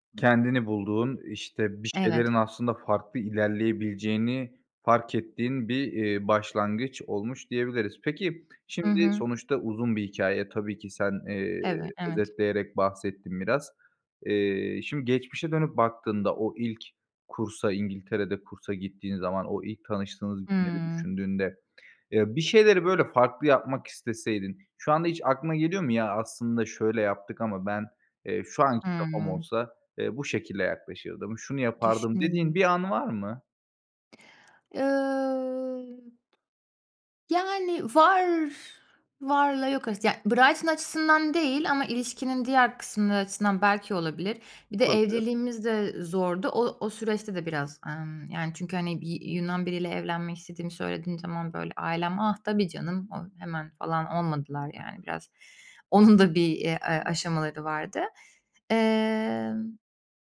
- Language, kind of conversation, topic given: Turkish, podcast, Hayatınızı tesadüfen değiştiren biriyle hiç karşılaştınız mı?
- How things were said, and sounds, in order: tapping; unintelligible speech; laughing while speaking: "Onun da bir"; unintelligible speech